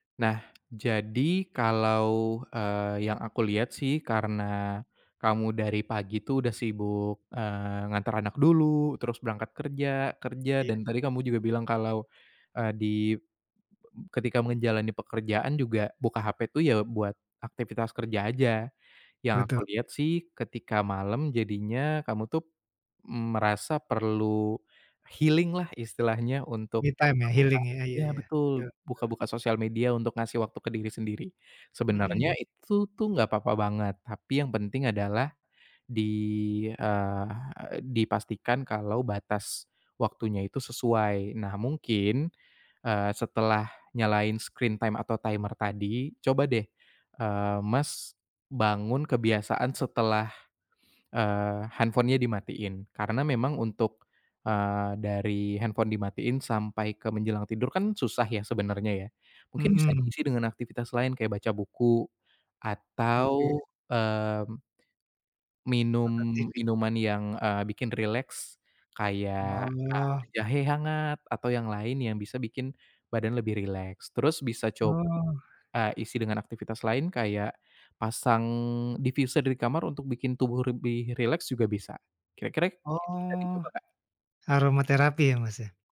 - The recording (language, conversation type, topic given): Indonesian, advice, Bagaimana kebiasaan menatap layar di malam hari membuatmu sulit menenangkan pikiran dan cepat tertidur?
- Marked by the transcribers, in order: tapping; in English: "healing"; in English: "Me time"; in English: "healing"; in English: "screen time"; in English: "timer"; in English: "diffuser"